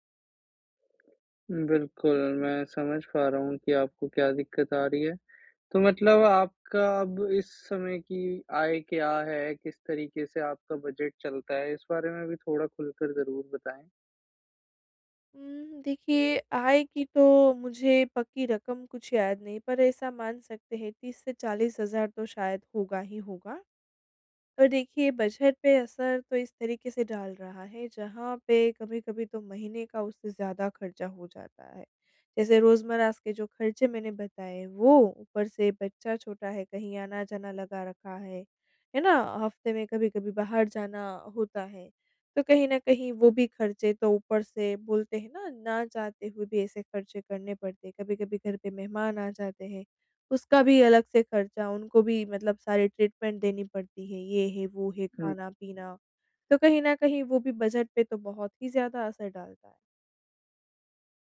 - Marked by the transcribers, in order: tapping; in English: "ट्रीटमेंट"
- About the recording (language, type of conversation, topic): Hindi, advice, कैसे तय करें कि खर्च ज़रूरी है या बचत करना बेहतर है?
- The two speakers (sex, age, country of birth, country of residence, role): female, 25-29, India, India, user; male, 20-24, India, India, advisor